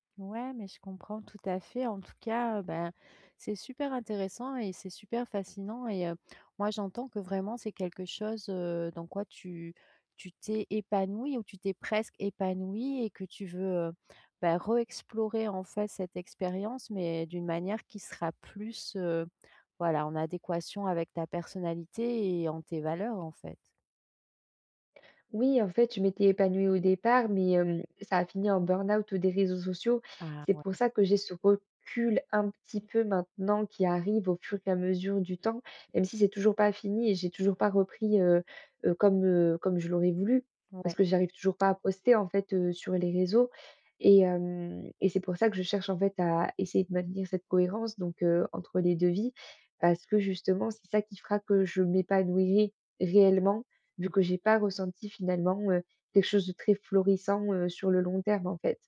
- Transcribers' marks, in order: stressed: "presque"; stressed: "recul"; stressed: "m'épanouirais réellement"
- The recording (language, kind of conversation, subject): French, advice, Comment puis-je rester fidèle à moi-même entre ma vie réelle et ma vie en ligne ?